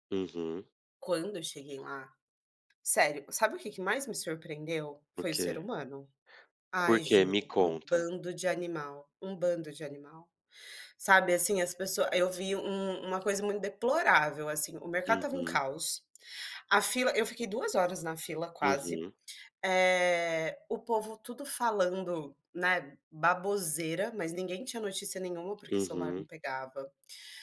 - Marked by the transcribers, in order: none
- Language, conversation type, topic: Portuguese, unstructured, Qual notícia do ano mais te surpreendeu?